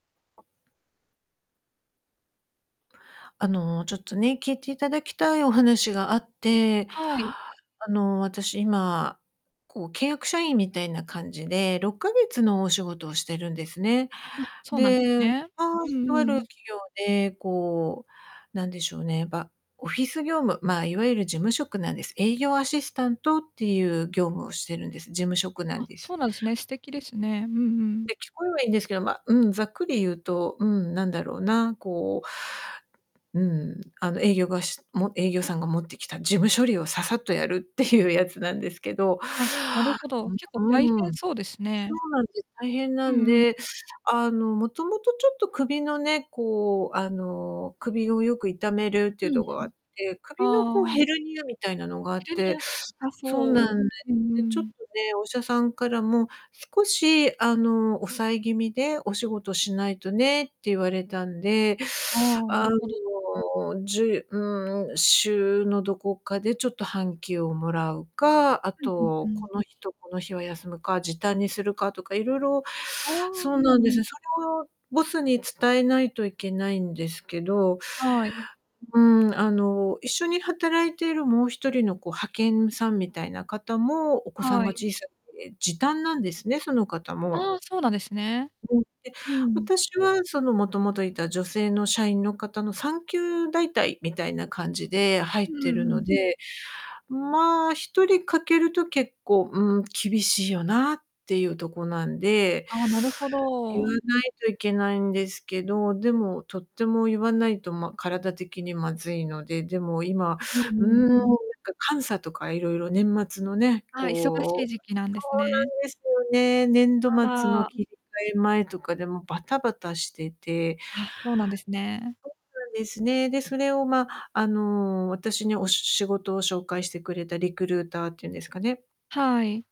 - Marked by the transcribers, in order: distorted speech; laughing while speaking: "ていうやつなんですけど"; other background noise
- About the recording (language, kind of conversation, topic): Japanese, advice, 上司に意見を伝えるとき、どのように言えばよいでしょうか？